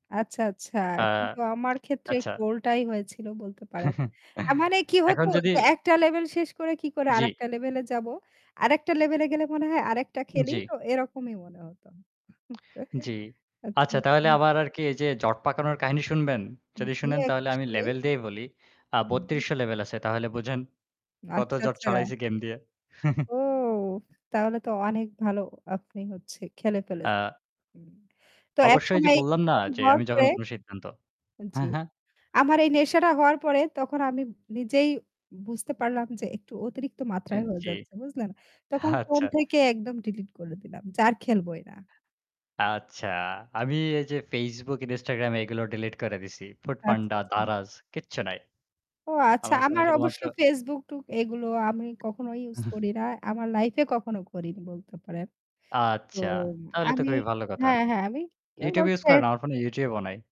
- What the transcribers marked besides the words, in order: laughing while speaking: "এখন যদি"; stressed: "মানে কি হতো"; chuckle; chuckle; static; laughing while speaking: "আচ্ছা"; other noise; laugh; unintelligible speech
- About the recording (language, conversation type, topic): Bengali, unstructured, আপনি কীভাবে পড়াশোনাকে আরও মজাদার করে তুলতে পারেন?